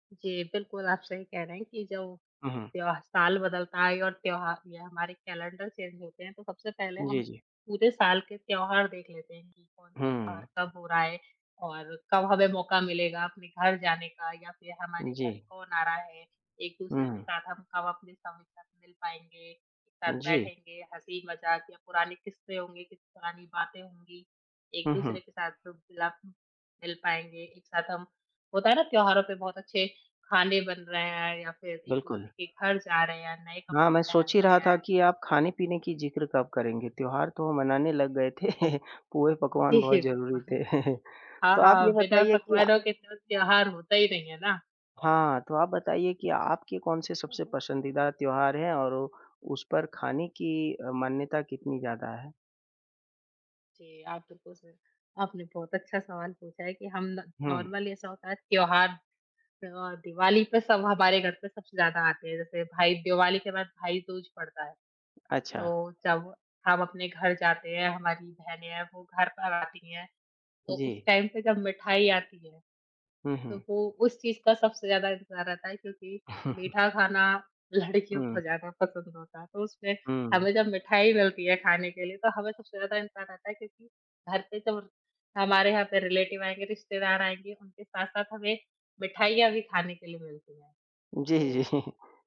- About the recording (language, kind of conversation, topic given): Hindi, unstructured, त्योहार मनाने में आपको सबसे ज़्यादा क्या पसंद है?
- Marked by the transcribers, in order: in English: "चेंज"; unintelligible speech; unintelligible speech; laughing while speaking: "थे"; laughing while speaking: "जी, जी, बिल्कुल"; chuckle; in English: "नॉर्मली"; in English: "टाइम"; laughing while speaking: "लड़कियों को ज़्यादा"; chuckle; in English: "रिलेटिव"; laughing while speaking: "जी"